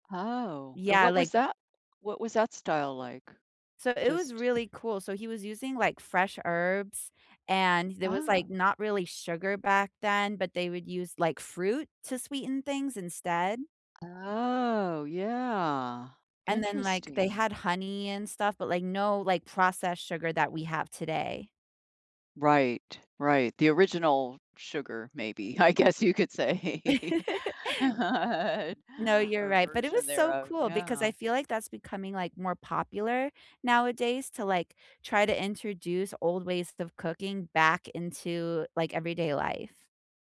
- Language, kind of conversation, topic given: English, unstructured, What is something surprising about the way we cook today?
- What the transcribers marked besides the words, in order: tapping; drawn out: "Oh, yeah"; laughing while speaking: "I guess you could say"; giggle; laugh